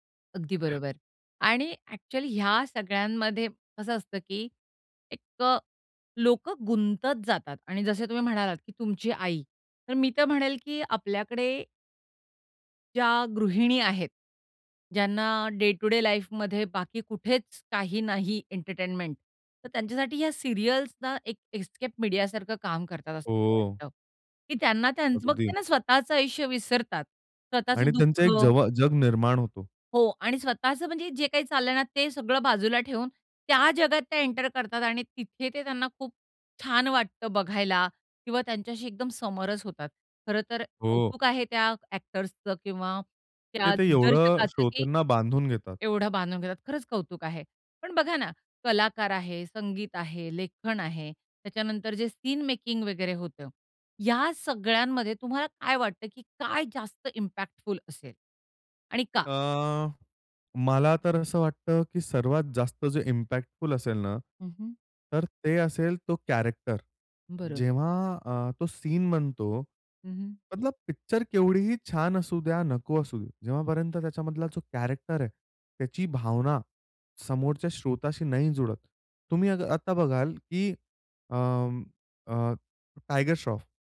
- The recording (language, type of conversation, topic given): Marathi, podcast, एखादा चित्रपट किंवा मालिका तुमच्यावर कसा परिणाम करू शकतो?
- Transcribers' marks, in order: other background noise; in English: "डे-टू-डे लाईफमध्ये"; in English: "सीरियल्स"; in English: "एस्केप"; in English: "एंटर"; in English: "सीन मेकिंग"; in English: "इम्पॅक्टफुल"; in English: "इम्पॅक्टफुल"; in English: "कॅरेक्टर"; in English: "सीन"; in Hindi: "मतलब"; in English: "कॅरेक्टर"